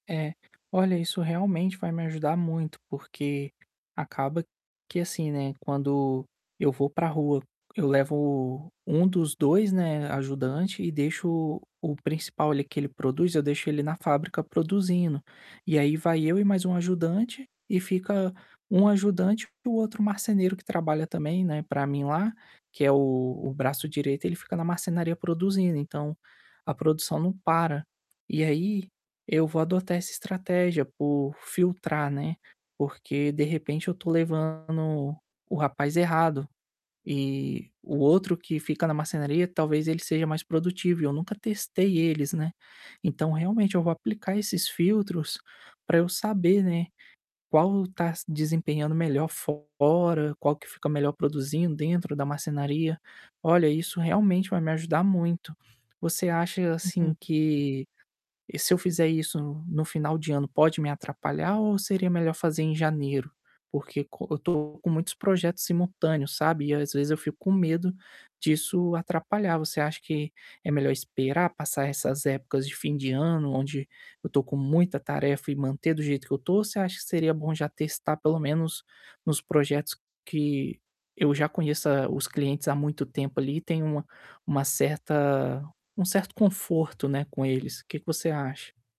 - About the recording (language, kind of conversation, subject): Portuguese, advice, Como posso delegar tarefas sem perder o controle do resultado final?
- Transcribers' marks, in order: other background noise; tapping; distorted speech; static